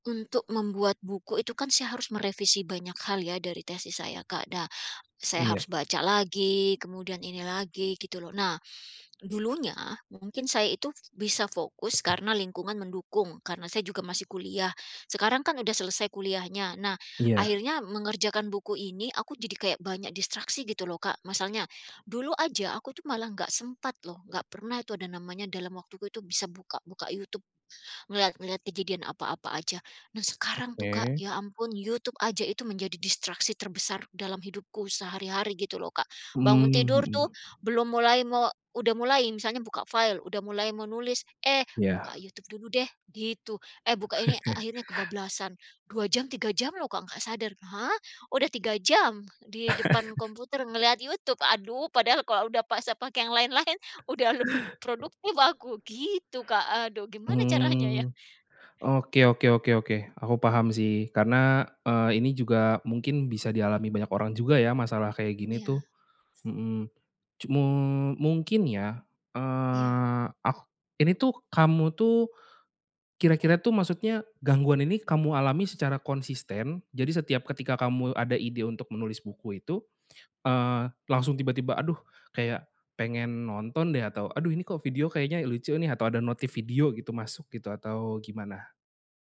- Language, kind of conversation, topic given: Indonesian, advice, Mengapa kamu mudah terganggu dan kehilangan fokus saat berkarya?
- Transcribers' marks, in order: other background noise; tapping; chuckle; chuckle; laughing while speaking: "lain-lain, udah lebih produktif"; laughing while speaking: "caranya ya?"